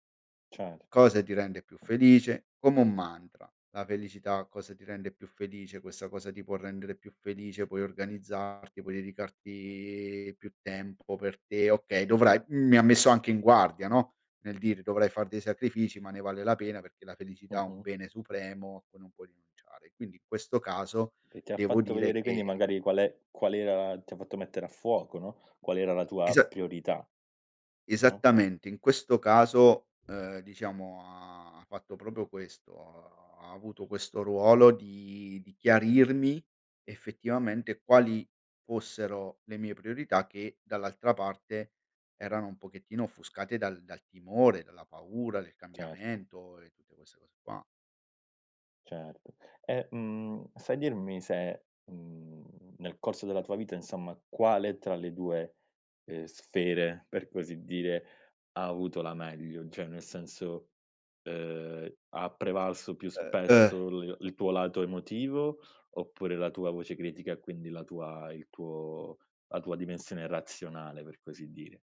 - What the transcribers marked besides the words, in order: none
- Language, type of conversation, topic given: Italian, podcast, Come gestisci la voce critica dentro di te?